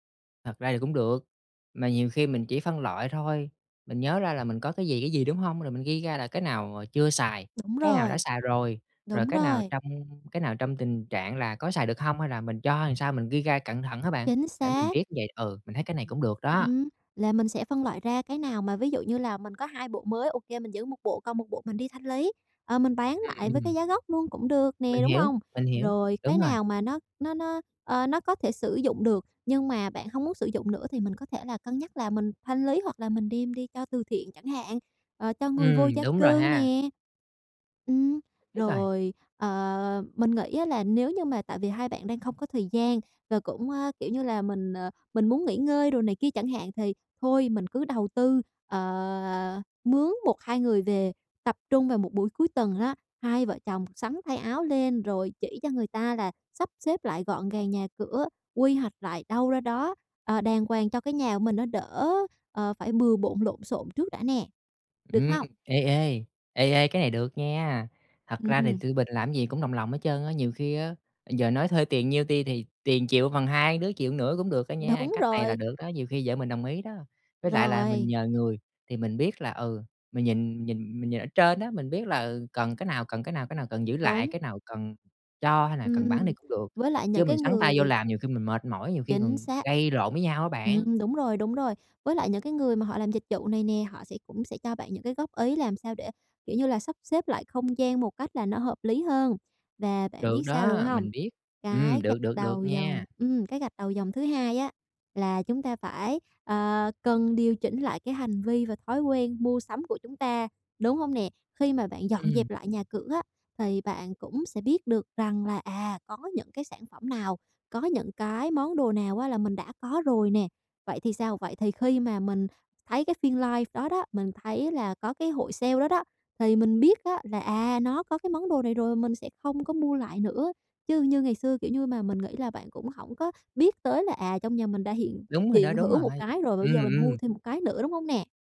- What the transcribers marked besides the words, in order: tapping; other background noise
- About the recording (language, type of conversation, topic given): Vietnamese, advice, Bạn nên bắt đầu sắp xếp và loại bỏ những đồ không cần thiết từ đâu?